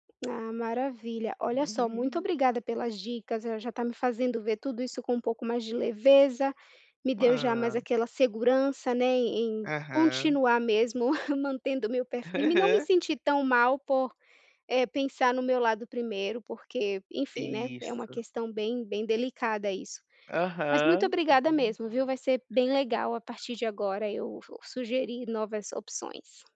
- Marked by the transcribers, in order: tapping; chuckle
- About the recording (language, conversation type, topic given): Portuguese, advice, Como lidar com pressão social durante refeições em restaurantes